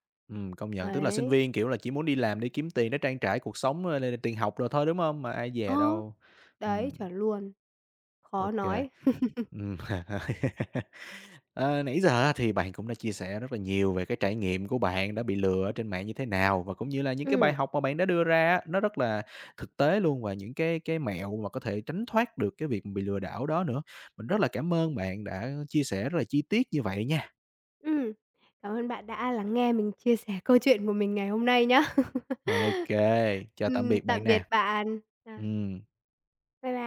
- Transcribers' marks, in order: tapping; laugh; laughing while speaking: "chia sẻ"; laugh
- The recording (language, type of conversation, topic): Vietnamese, podcast, Bạn có thể kể về lần bạn bị lừa trên mạng và bài học rút ra từ đó không?